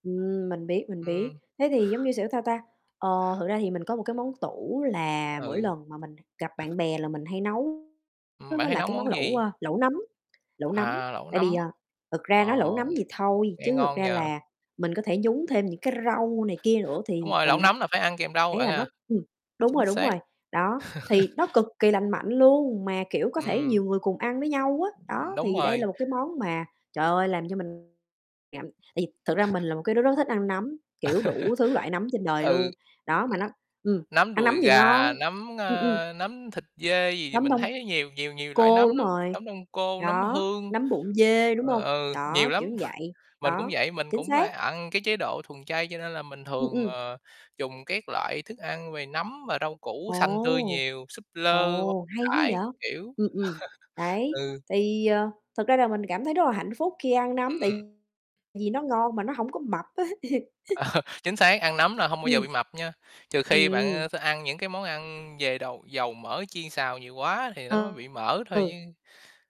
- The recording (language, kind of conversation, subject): Vietnamese, unstructured, Món ăn nào khiến bạn cảm thấy hạnh phúc nhất khi thưởng thức?
- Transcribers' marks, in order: other noise; "kiểu" said as "xiểu"; other background noise; tapping; distorted speech; laugh; static; chuckle; laugh; chuckle; laugh; laughing while speaking: "á"; laugh; laughing while speaking: "Ờ"